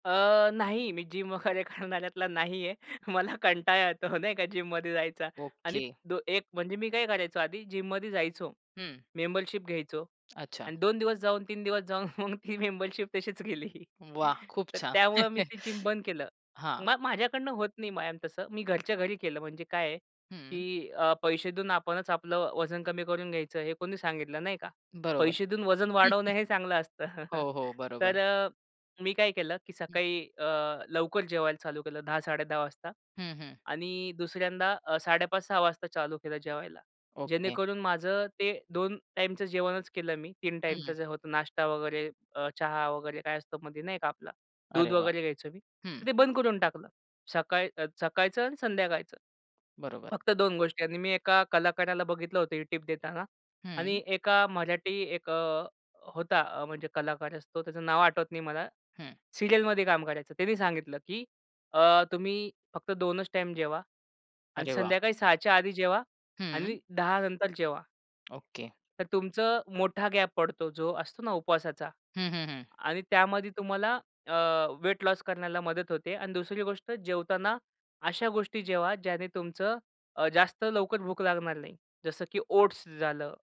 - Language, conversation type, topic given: Marathi, podcast, नवीन ‘मी’ घडवण्यासाठी पहिले पाऊल कोणते असावे?
- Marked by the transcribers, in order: in English: "जिम"; laughing while speaking: "वगैरे करणाऱ्यातला नाही आहे मला कंटाळा येतो नाही का जिममध्ये जायचा"; tapping; in English: "जिममध्ये"; other background noise; laughing while speaking: "ती मेंबरशिप तशीच गेली"; in English: "जिम"; chuckle; chuckle; chuckle; in English: "सीरियलमध्ये"